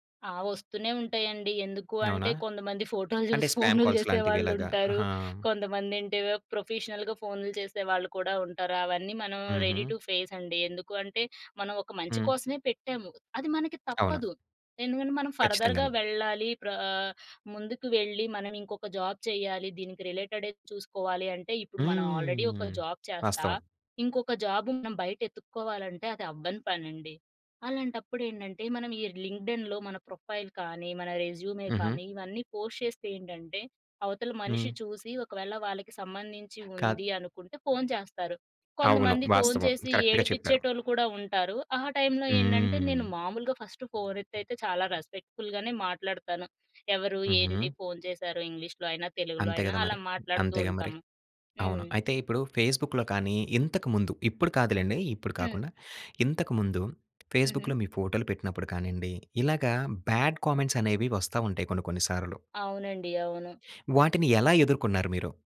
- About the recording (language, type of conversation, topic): Telugu, podcast, సోషల్ మీడియాలో వ్యక్తిగత విషయాలు పంచుకోవడంపై మీ అభిప్రాయం ఏమిటి?
- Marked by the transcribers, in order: laughing while speaking: "ఫోటోలు చూసి ఫోనులు చేసేవాళ్ళుంటారు"; in English: "స్పామ్ కాల్స్"; in English: "ప్రొఫెషనల్‌గా"; in English: "రెడీ టు ఫేస్"; tapping; in English: "ఫర్‌ధర్‌గా"; in English: "జాబ్"; drawn out: "హ్మ్"; in English: "ఆల్‌రెడీ"; in English: "జాబ్"; in English: "జాబ్"; in English: "లింక్డ్‌ఇన్‌లో"; in English: "ప్రొఫైల్"; in English: "రెజ్యూమే"; in English: "పోస్ట్"; in English: "కరెక్ట్‌గా"; in English: "ఫస్ట్"; in English: "రెస్పెక్ట్‌ఫుల్"; in English: "ఫేస్‌బుక్‌లో"; in English: "ఫేస్‌బుక్‌లో"; in English: "బాడ్ కామెంట్స్"